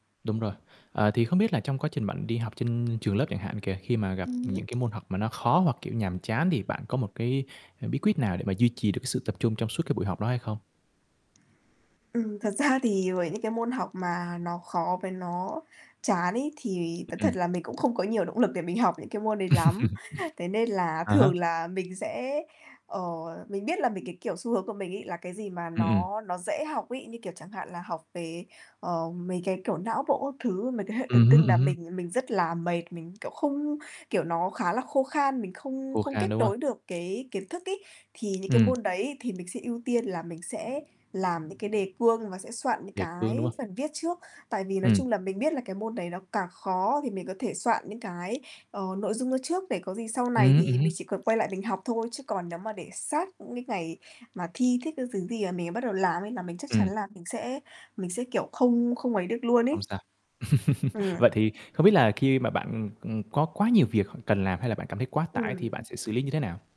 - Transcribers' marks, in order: static; other background noise; laughing while speaking: "ra"; distorted speech; chuckle; laugh; tapping; chuckle
- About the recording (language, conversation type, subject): Vietnamese, podcast, Bí quyết quản lý thời gian khi học của bạn là gì?